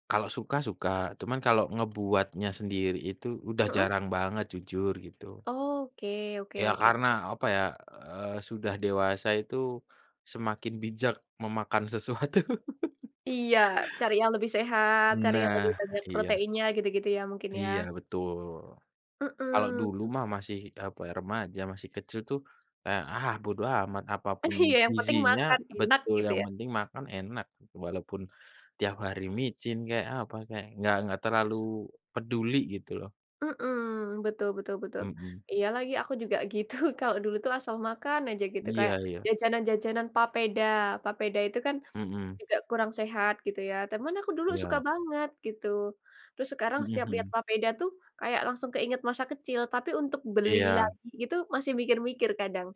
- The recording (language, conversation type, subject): Indonesian, unstructured, Bagaimana makanan memengaruhi kenangan masa kecilmu?
- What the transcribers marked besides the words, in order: other background noise; laughing while speaking: "sesuatu"; laugh; laughing while speaking: "Iya"; chuckle